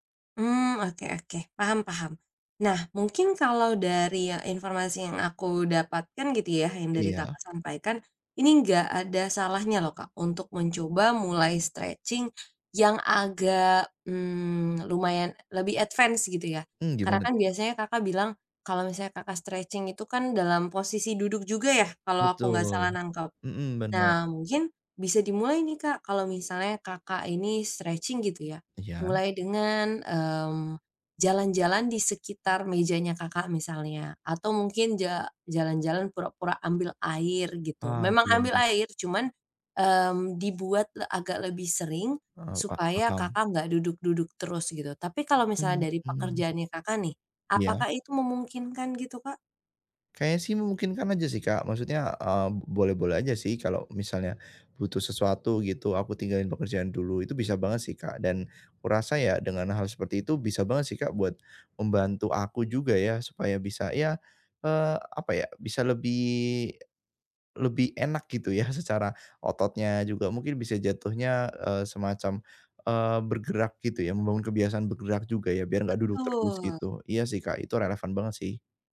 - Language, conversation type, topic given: Indonesian, advice, Bagaimana caranya agar saya lebih sering bergerak setiap hari?
- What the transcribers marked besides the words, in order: tapping; in English: "stretching"; in English: "advance"; in English: "stretching"; in English: "stretching"